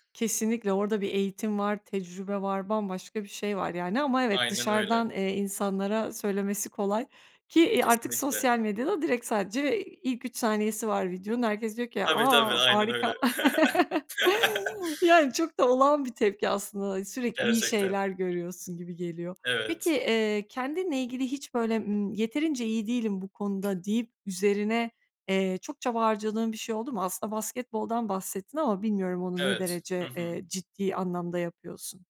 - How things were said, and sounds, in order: other background noise; chuckle
- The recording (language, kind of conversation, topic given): Turkish, podcast, Toplumun başarı tanımı seni etkiliyor mu?
- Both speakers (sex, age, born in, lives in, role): female, 30-34, Turkey, Bulgaria, host; male, 20-24, Turkey, Germany, guest